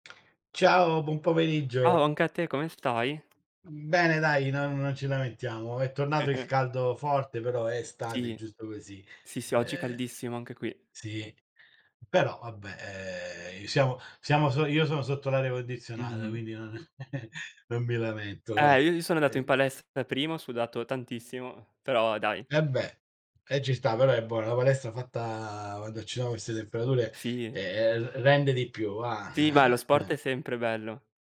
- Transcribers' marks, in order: drawn out: "ehm"; chuckle; drawn out: "fatta"; chuckle
- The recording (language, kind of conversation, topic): Italian, unstructured, Qual è il tuo sport preferito e perché?
- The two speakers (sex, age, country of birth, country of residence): male, 25-29, Italy, Italy; male, 40-44, Italy, Italy